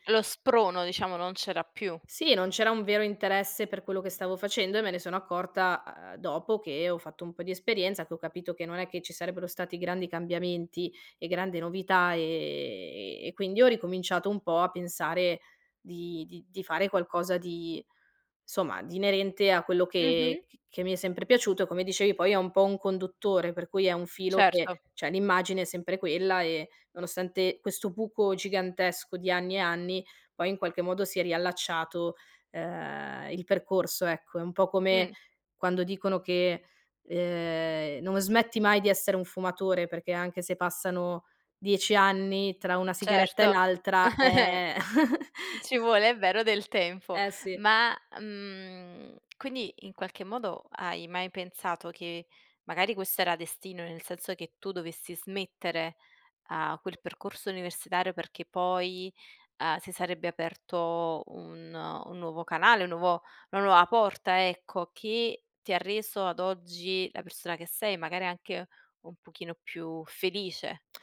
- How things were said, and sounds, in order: other background noise; tapping; chuckle; chuckle
- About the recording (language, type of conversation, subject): Italian, podcast, Come scegli tra una passione e un lavoro stabile?